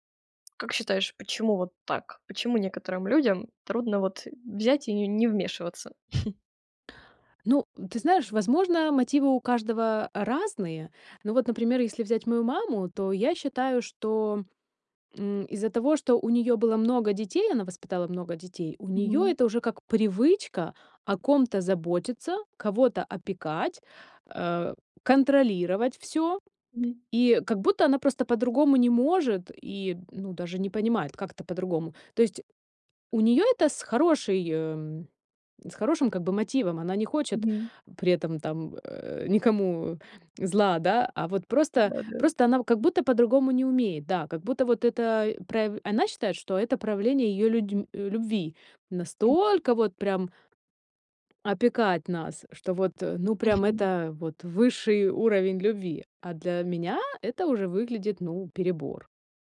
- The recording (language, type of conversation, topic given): Russian, podcast, Как отличить здоровую помощь от чрезмерной опеки?
- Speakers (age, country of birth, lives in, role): 20-24, Ukraine, Germany, host; 40-44, Ukraine, United States, guest
- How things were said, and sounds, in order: tapping; chuckle; drawn out: "настолько"